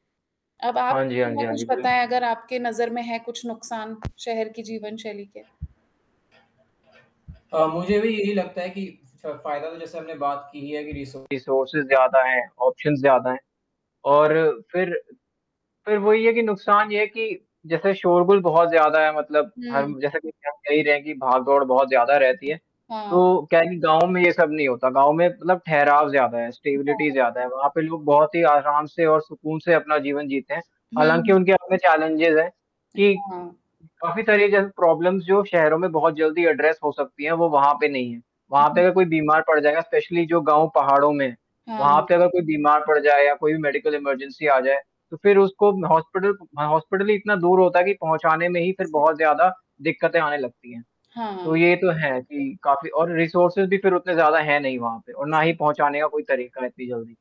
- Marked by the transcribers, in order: static; distorted speech; background speech; other noise; other background noise; in English: "रिसो रिसोर्सेस"; in English: "ऑप्शंस"; mechanical hum; in English: "स्टेबिलिटी"; in English: "चैलेंजेज़"; in English: "प्रॉब्लम्स"; in English: "एड्रेस"; in English: "स्पेशली"; in English: "रिसोर्सेस"; unintelligible speech
- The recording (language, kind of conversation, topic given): Hindi, unstructured, आप शहर में रहना पसंद करेंगे या गाँव में रहना?